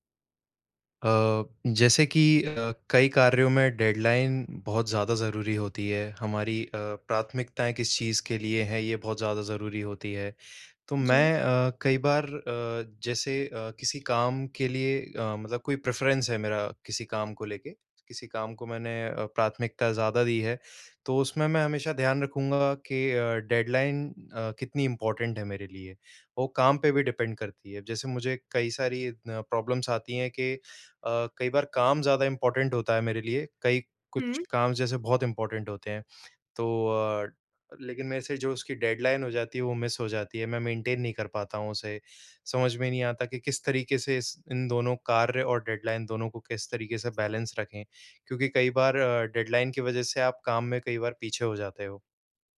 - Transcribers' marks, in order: in English: "डेडलाइन"; in English: "प्रेफ़रेंस"; in English: "डेडलाइन"; in English: "इम्पोर्टेंट"; in English: "डिपेंड"; in English: "प्रॉब्लम्स"; in English: "इम्पोर्टेंट"; in English: "इम्पोर्टेंट"; in English: "डेडलाइन"; in English: "मिस"; in English: "मेंटेन"; in English: "डेडलाइन"; in English: "बैलेंस"; in English: "डेडलाइन"
- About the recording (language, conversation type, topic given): Hindi, advice, कई कार्यों के बीच प्राथमिकताओं का टकराव होने पर समय ब्लॉक कैसे बनाऊँ?
- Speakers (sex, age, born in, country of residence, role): female, 25-29, India, India, advisor; male, 25-29, India, India, user